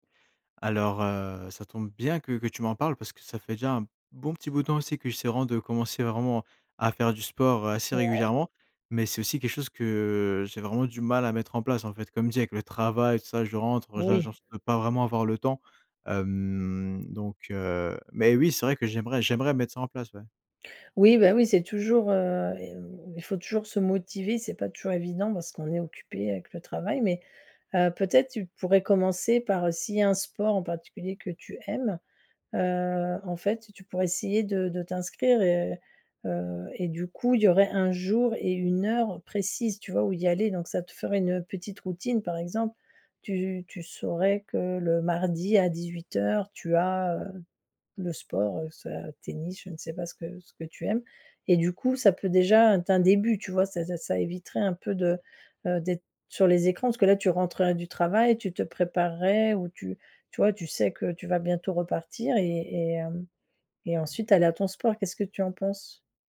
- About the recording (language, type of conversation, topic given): French, advice, Comment puis-je réussir à déconnecter des écrans en dehors du travail ?
- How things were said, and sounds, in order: drawn out: "Hem"